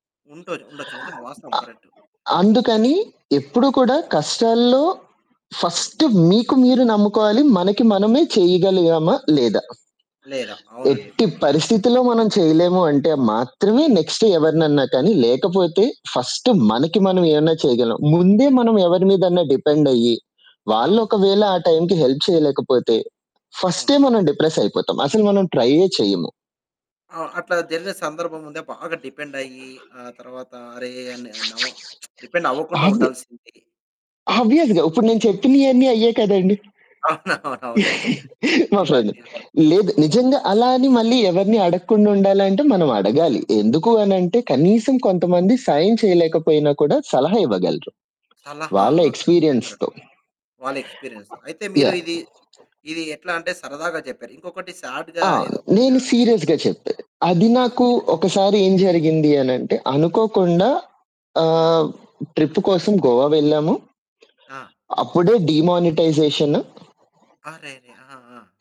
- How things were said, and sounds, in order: other background noise; distorted speech; in English: "ఫస్ట్"; in English: "నెక్స్ట్"; in English: "ఫస్ట్"; in English: "డిపెండ్"; in English: "టైమ్‍కి హెల్ప్"; in English: "డిప్రెస్"; in English: "డిపెండ్"; lip smack; in English: "డిపెండ్"; in English: "ఆబ్వియస్‍గా"; laughing while speaking: "అవునవును"; chuckle; in English: "ఫ్రెండ్"; in English: "ఎక్స్‌పీరియన్స్‌తో"; in English: "కరెక్ట్. కరెక్ట్"; in English: "ఎక్స్‌పీరియన్స్"; in English: "స్యాడ్‍గా"; in English: "సీరియస్‌గా"; unintelligible speech; in English: "ట్రిప్"
- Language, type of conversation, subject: Telugu, podcast, కష్ట సమయంలో మీ చుట్టూ ఉన్నవారు మీకు ఎలా సహాయం చేశారు?